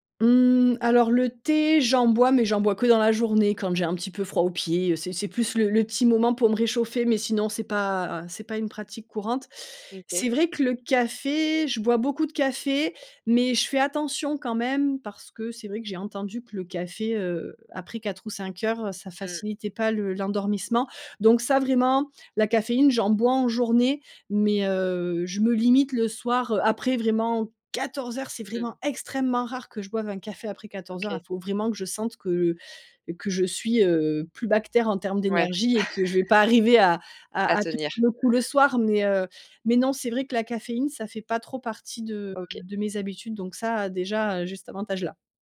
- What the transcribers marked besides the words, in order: stressed: "quatorze heures"; chuckle
- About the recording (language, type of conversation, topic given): French, advice, Pourquoi ai-je du mal à instaurer une routine de sommeil régulière ?